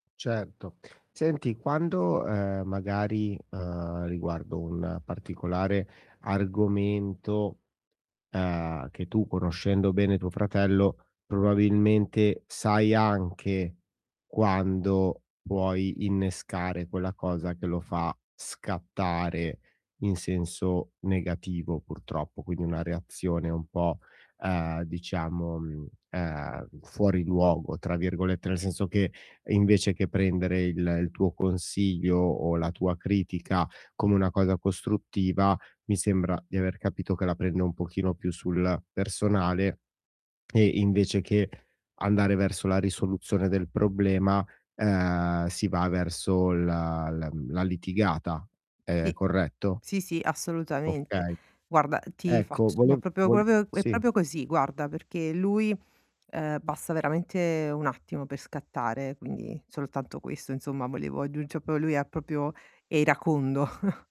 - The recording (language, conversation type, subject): Italian, advice, Come posso bilanciare onestà e sensibilità quando do un feedback a un collega?
- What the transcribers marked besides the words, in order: static; tapping; other background noise; distorted speech; "proprio" said as "propio"; "proprio" said as "popio"; "proprio" said as "propio"; "proprio" said as "propio"; chuckle